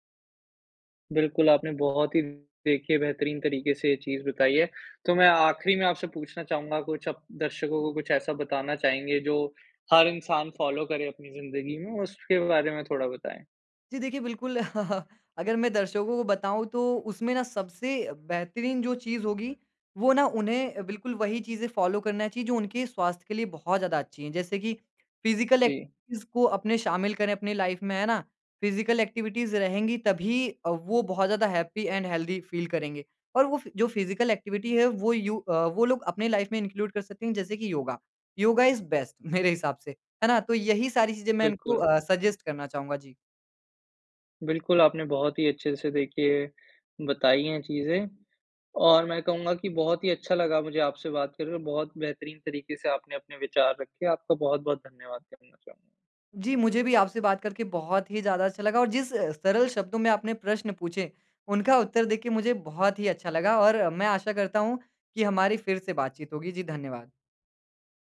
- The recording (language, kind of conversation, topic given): Hindi, podcast, योग ने आपके रोज़मर्रा के जीवन पर क्या असर डाला है?
- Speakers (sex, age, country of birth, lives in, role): male, 20-24, India, India, guest; male, 55-59, United States, India, host
- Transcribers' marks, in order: in English: "फॉलो"; chuckle; in English: "फॉलो"; in English: "फिजिकल एक्टिविटीज़"; in English: "फिजिकल एक्टिविटीज़"; in English: "हैपी एंड हेल्थी फील"; in English: "फिजिकल एक्टिविटी"; in English: "इंक्लूड"; in English: "इज़ बेस्ट"; laughing while speaking: "मेरे"; in English: "सजेस्ट"